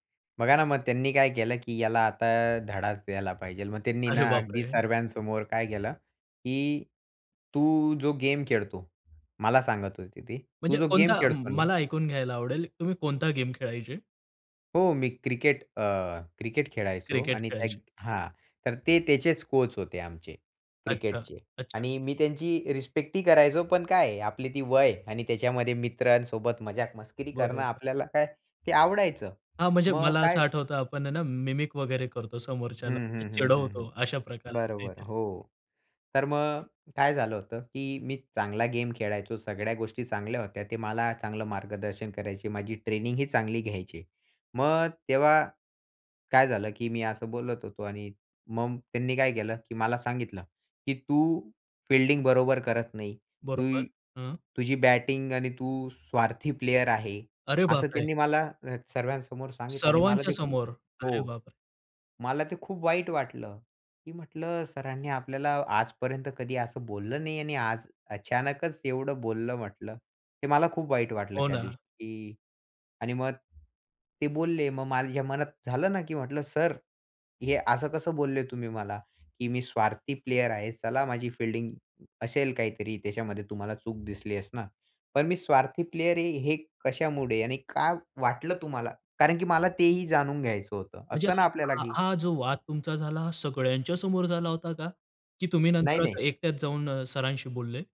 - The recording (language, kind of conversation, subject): Marathi, podcast, मेंटॉरकडून मिळालेला सर्वात उपयुक्त सल्ला काय होता?
- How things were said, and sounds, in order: other background noise; in English: "रिस्पेक्टही"; in English: "मिमिक"